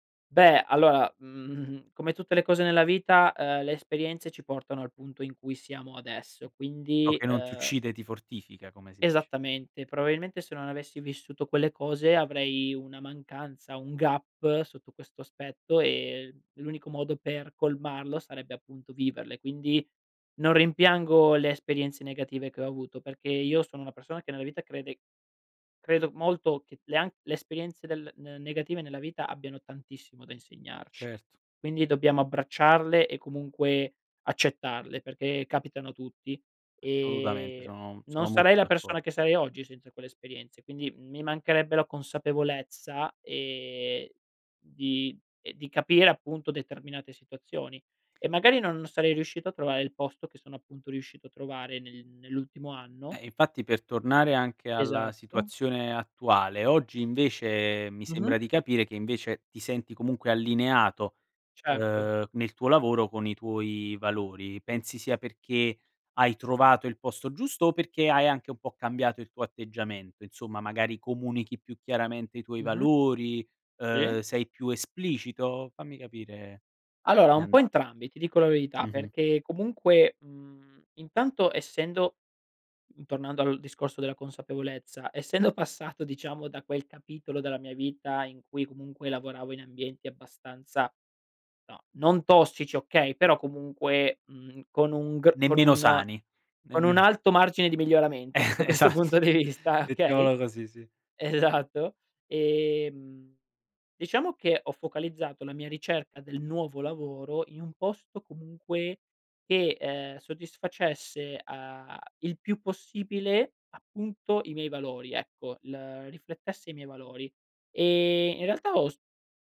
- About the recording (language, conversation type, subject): Italian, podcast, Come il tuo lavoro riflette i tuoi valori personali?
- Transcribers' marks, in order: laughing while speaking: "mhmm"; other background noise; in English: "gap"; laughing while speaking: "E esatto"; laughing while speaking: "questo punto di vista"; laughing while speaking: "Esatto"